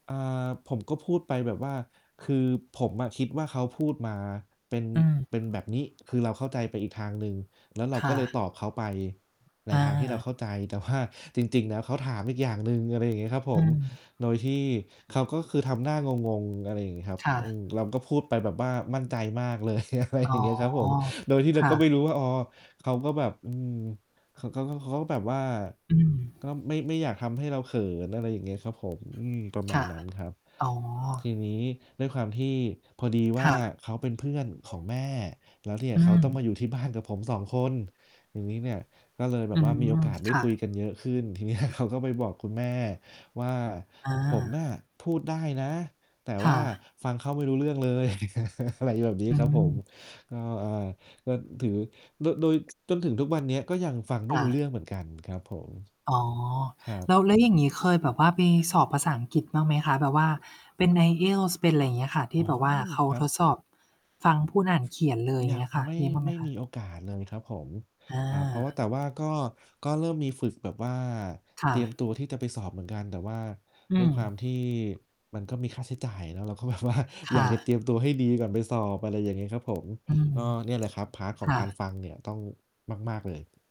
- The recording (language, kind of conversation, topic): Thai, unstructured, คุณอยากเห็นตัวเองเป็นอย่างไรในอีกสิบปีข้างหน้า?
- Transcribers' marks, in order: distorted speech; static; laughing while speaking: "แต่ว่า"; laughing while speaking: "อะไรอย่างเงี้ย"; laughing while speaking: "ทีเนี้ย"; chuckle; other background noise; tapping; laughing while speaking: "แบบว่า"; in English: "พาร์ต"